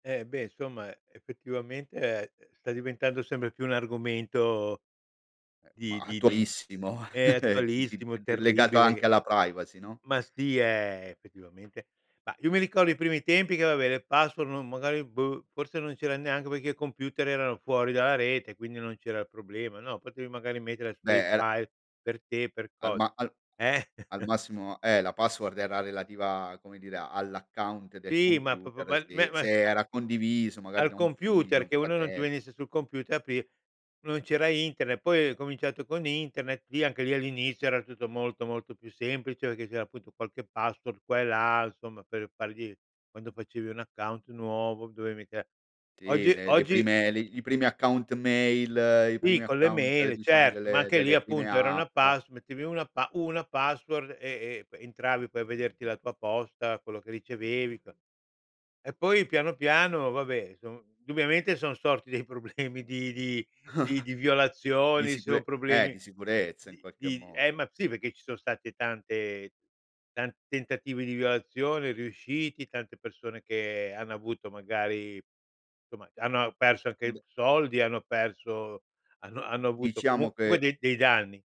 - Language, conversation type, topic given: Italian, podcast, Come proteggi password e account dalle intrusioni?
- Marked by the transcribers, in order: chuckle; "perché" said as "pché"; chuckle; stressed: "una"; chuckle; laughing while speaking: "problemi"